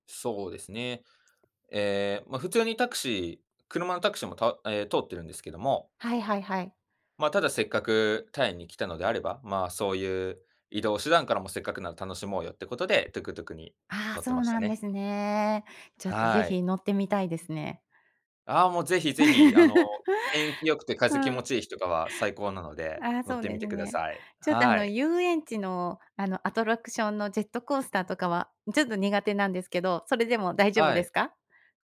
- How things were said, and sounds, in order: laugh
- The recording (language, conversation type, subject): Japanese, podcast, 食べ物の匂いで思い出す場所ってある？